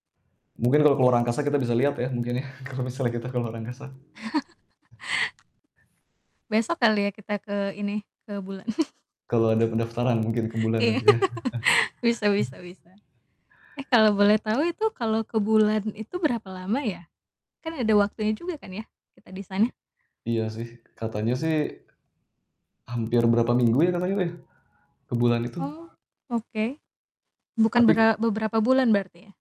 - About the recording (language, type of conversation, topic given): Indonesian, unstructured, Bagaimana pendapatmu tentang perjalanan manusia pertama ke bulan?
- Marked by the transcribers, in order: distorted speech; laughing while speaking: "ya"; laugh; chuckle; laugh; chuckle; other background noise